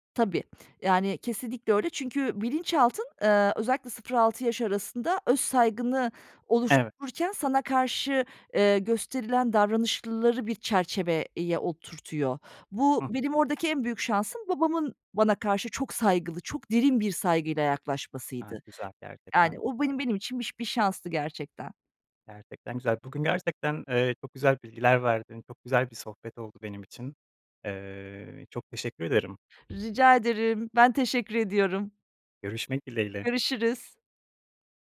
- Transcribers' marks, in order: tapping
- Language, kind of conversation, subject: Turkish, podcast, Ailenizin beklentileri seçimlerinizi nasıl etkiledi?